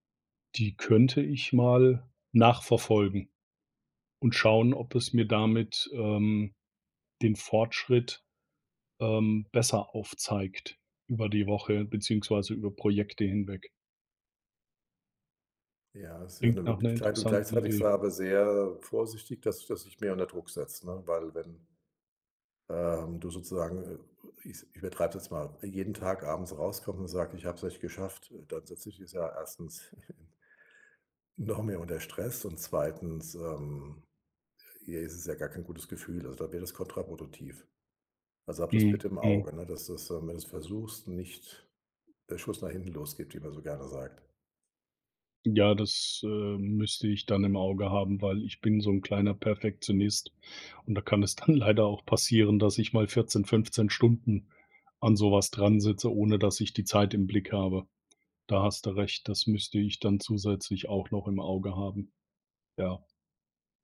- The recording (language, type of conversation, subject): German, advice, Wie kann ich Fortschritte bei gesunden Gewohnheiten besser erkennen?
- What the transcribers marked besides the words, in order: chuckle; laughing while speaking: "dann"